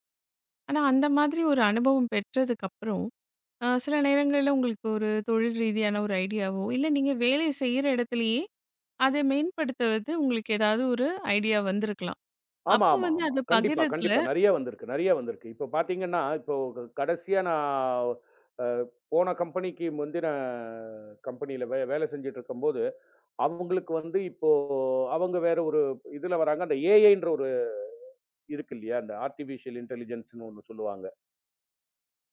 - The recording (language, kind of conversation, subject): Tamil, podcast, ஒரு யோசனை தோன்றியவுடன் அதை பிடித்து வைத்துக்கொள்ள நீங்கள் என்ன செய்கிறீர்கள்?
- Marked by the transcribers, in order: in English: "ஐடியா"; in English: "ஐடியா"; drawn out: "நான்"; in English: "கம்பெனிக்கு"; drawn out: "முந்தின"; in another language: "கம்பெனி"; drawn out: "இப்போ"; in English: "ஆர்டிபிசியல் இன்டெலிஜென்ஸ்"